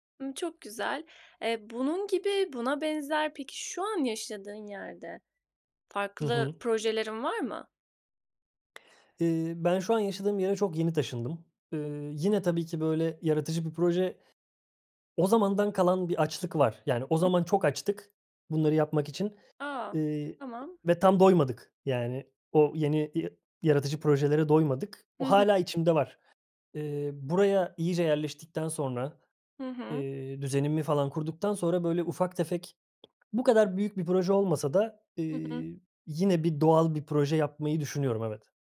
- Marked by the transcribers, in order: other background noise; tapping
- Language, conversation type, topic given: Turkish, podcast, En sevdiğin yaratıcı projen neydi ve hikâyesini anlatır mısın?